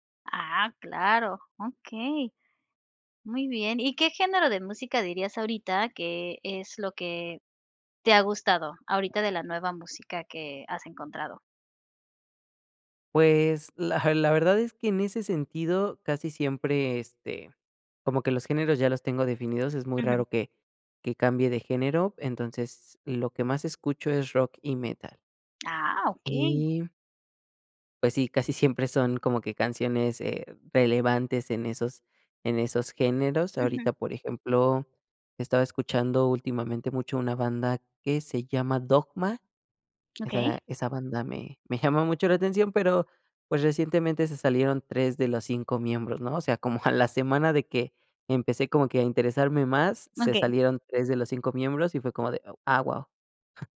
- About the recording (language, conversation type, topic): Spanish, podcast, ¿Cómo descubres nueva música hoy en día?
- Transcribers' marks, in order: tapping